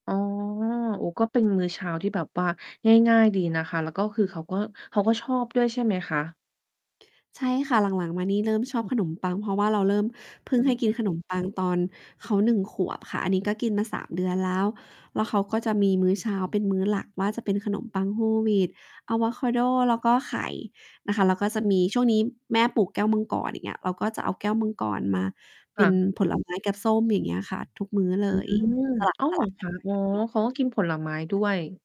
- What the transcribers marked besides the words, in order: distorted speech; other background noise
- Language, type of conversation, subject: Thai, podcast, คุณมีกิจวัตรตอนเช้าเพื่อสุขภาพอย่างไรบ้าง?